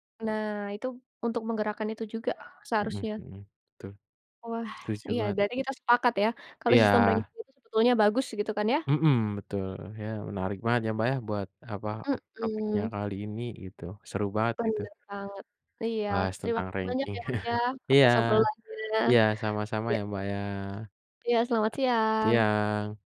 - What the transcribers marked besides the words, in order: other background noise; in English: "ranking"; in English: "ranking"; chuckle; tapping
- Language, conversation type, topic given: Indonesian, unstructured, Menurutmu, apa dampak dari sistem peringkat yang sangat kompetitif di sekolah?